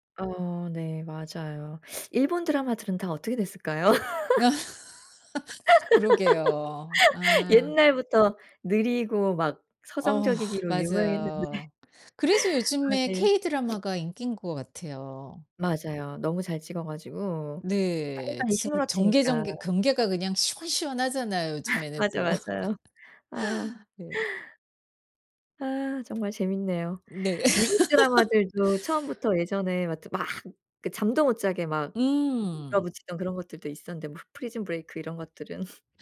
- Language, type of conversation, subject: Korean, podcast, 넷플릭스 같은 스트리밍 서비스가 TV 시청 방식을 어떻게 바꿨다고 생각하시나요?
- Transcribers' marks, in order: tapping; laugh; sniff; other background noise; laugh; laugh; laugh; laugh